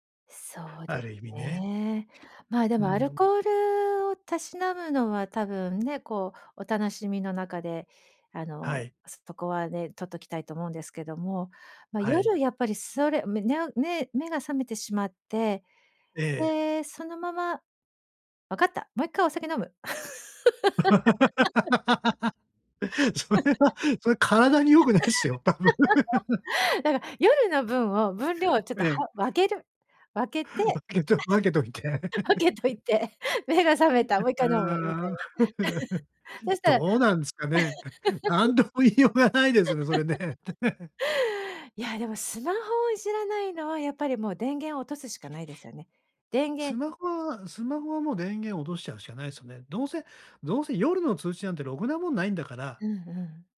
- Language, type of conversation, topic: Japanese, advice, 夜にスマホを使うのをやめて寝つきを良くするにはどうすればいいですか？
- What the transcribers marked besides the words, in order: other background noise; laugh; laughing while speaking: "それは それ体に良くないっすよ、多分"; laugh; laughing while speaking: "分けと 分けといて"; laugh; laugh; laugh; laughing while speaking: "何とも言いようがないですよね、それね"; laugh